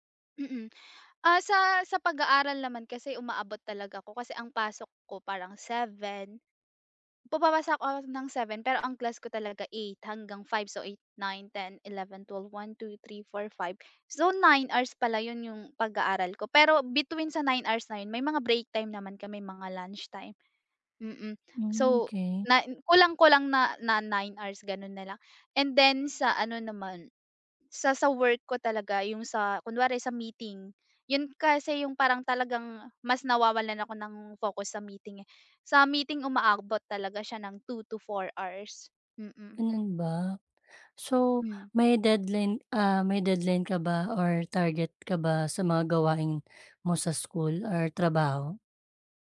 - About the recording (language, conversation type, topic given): Filipino, advice, Paano ko mapapanatili ang konsentrasyon ko habang gumagawa ng mahahabang gawain?
- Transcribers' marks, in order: tapping